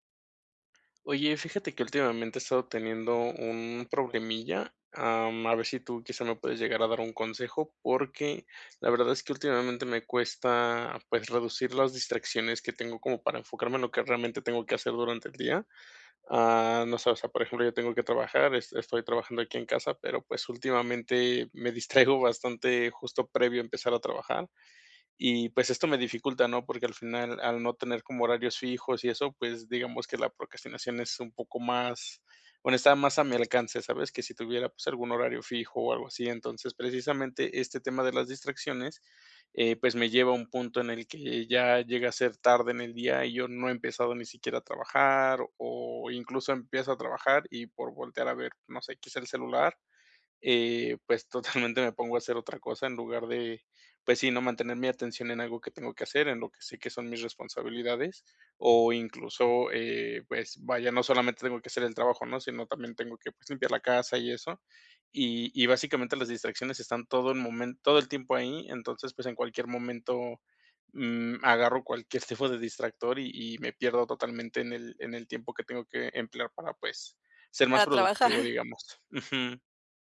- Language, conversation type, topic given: Spanish, advice, ¿Cómo puedo reducir las distracciones para enfocarme en mis prioridades?
- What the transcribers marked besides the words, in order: other noise; chuckle; chuckle; chuckle; chuckle